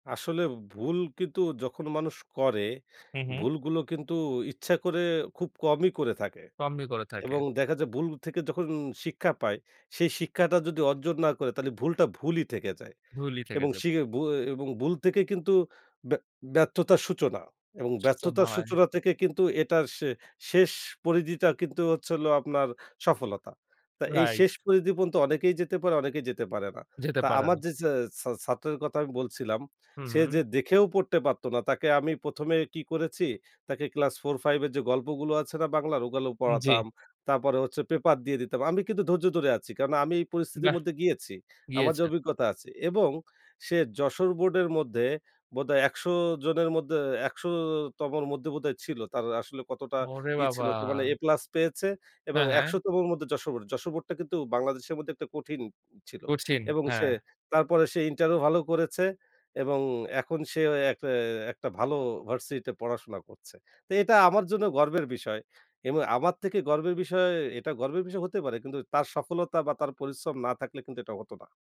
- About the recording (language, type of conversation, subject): Bengali, podcast, নতুন করে কিছু শুরু করতে চাইলে, শুরুতে আপনি কী পরামর্শ দেবেন?
- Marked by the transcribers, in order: other background noise